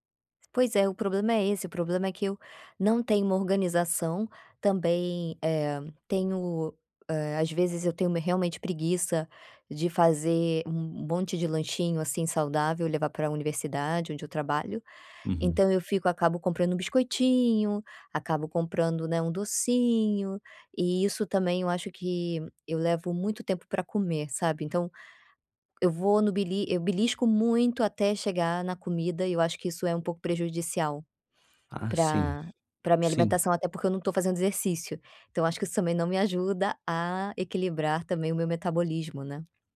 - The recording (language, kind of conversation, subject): Portuguese, advice, Como posso controlar os desejos por comida entre as refeições?
- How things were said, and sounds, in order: other background noise